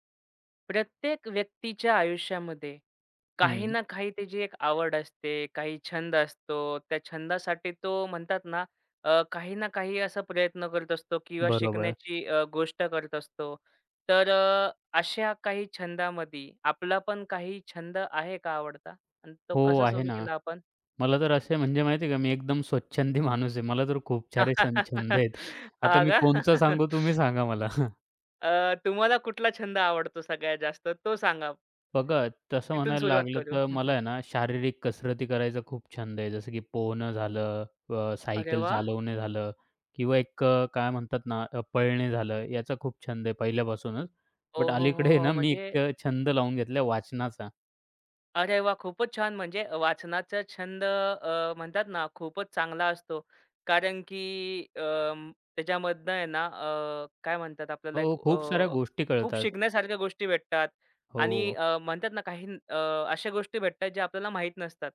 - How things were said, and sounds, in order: other background noise; other noise; laugh; laughing while speaking: "हां का?"; chuckle; chuckle; laughing while speaking: "अलीकडे"
- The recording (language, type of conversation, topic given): Marathi, podcast, एखादा छंद तुम्ही कसा सुरू केला, ते सांगाल का?